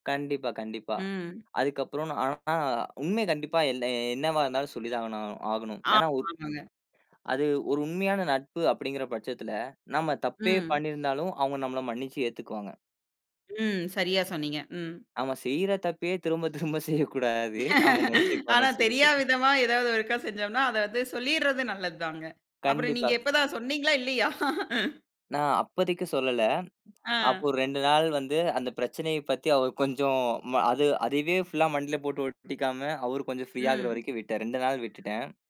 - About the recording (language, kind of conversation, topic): Tamil, podcast, உண்மையைச் சொல்லிக்கொண்டே நட்பை காப்பாற்றுவது சாத்தியமா?
- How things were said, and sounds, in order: laughing while speaking: "திரும்பத் திரும்ப செய்யக் கூடாது. அவுங்க மன்னிச்சிருப்பாங்கன்னு சொல்லிட்டு"; laugh; unintelligible speech; other noise; other background noise; laugh; in English: "ஃப்ரீ"